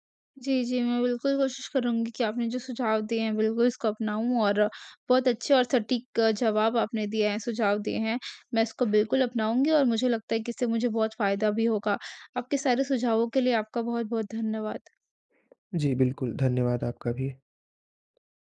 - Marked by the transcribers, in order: other background noise
- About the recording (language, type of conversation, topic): Hindi, advice, आप सोशल मीडिया पर अनजान लोगों की आलोचना से कैसे परेशान होते हैं?